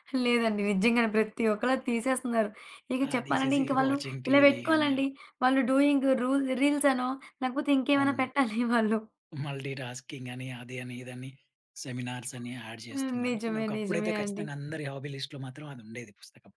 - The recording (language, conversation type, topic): Telugu, podcast, మీ కుటుంబంలో బెడ్‌టైమ్ కథలకు అప్పట్లో ఎంత ప్రాముఖ్యం ఉండేది?
- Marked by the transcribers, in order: in English: "వాచింగ్ టీవీ"; in English: "డూయింగ్"; chuckle; in English: "సెమినార్సని యాడ్"; other background noise; in English: "హాబీ లిస్ట్‌లో"